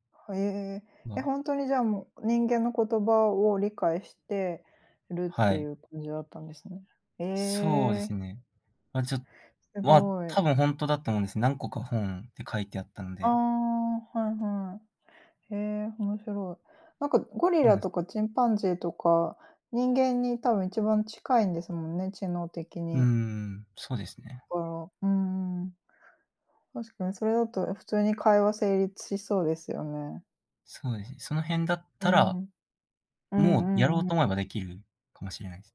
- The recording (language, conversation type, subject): Japanese, unstructured, 動物と話せるとしたら、何を聞いてみたいですか？
- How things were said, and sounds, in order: none